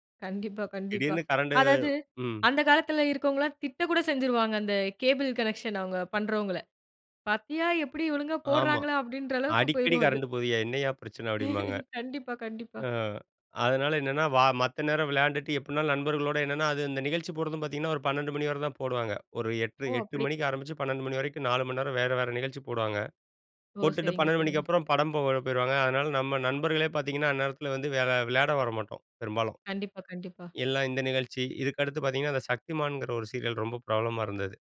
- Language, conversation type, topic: Tamil, podcast, குழந்தைப் பருவத்தில் உங்கள் மனதில் நிலைத்திருக்கும் தொலைக்காட்சி நிகழ்ச்சி எது, அதைப் பற்றி சொல்ல முடியுமா?
- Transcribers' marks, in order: in English: "கேபிள் கனெக்ஷன்"; laugh; in English: "சீரியல்"